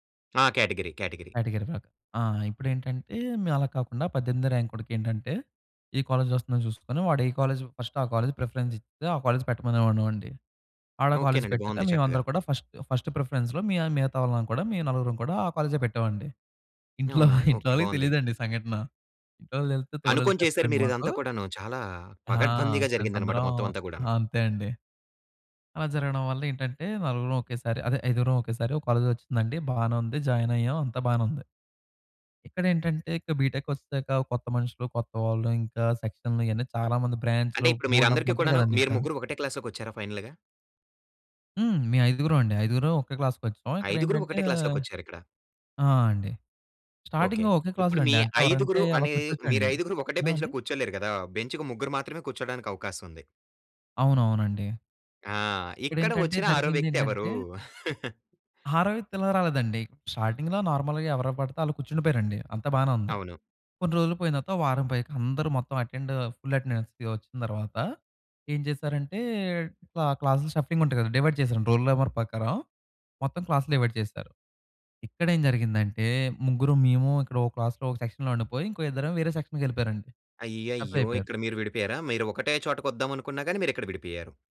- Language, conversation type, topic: Telugu, podcast, ఒక కొత్త సభ్యుడిని జట్టులో ఎలా కలుపుకుంటారు?
- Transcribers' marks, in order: in English: "క్యాటగిరీ, క్యాటగిరీ"; in English: "కేటగిరీలోకి"; in English: "కాలేజ్‌లో"; in English: "కాలేజ్‌కి"; in English: "కాలేజ్ ప్రిఫరెన్స్"; in English: "కాలేజ్"; in English: "కాలేజ్"; in English: "ఫస్ట్ ఫస్ట్ ప్రిఫరెన్స్‌లో"; laughing while speaking: "ఇంట్లో ఇంట్లో"; tapping; in English: "ఫ్రెండ్స్"; in English: "కాలేజ్"; in English: "జాయిన్"; in English: "ఫైనల్‌గా?"; in English: "స్టార్టింగ్"; laugh; in English: "స్టార్టింగ్‌లో, నార్మల్‌గా"; in English: "అటెండ్ ఫుల్ అటెండెన్స్‌కి"; in English: "షఫ్లింగ్"; in English: "డివైడ్"; in English: "రోల్ నంబర్"; in English: "డివైడ్"; in English: "సెక్షన్‌లో"; in English: "సెక్షన్‌కి"; in English: "షఫల్"